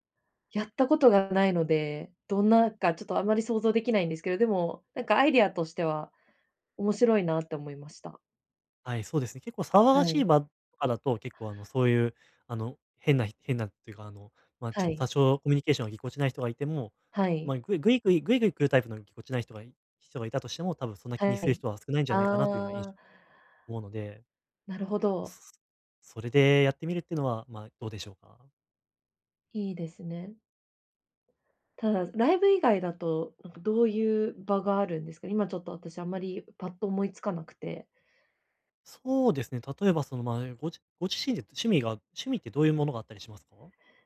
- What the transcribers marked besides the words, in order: other background noise
- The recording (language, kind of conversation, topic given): Japanese, advice, グループの集まりで、どうすれば自然に会話に入れますか？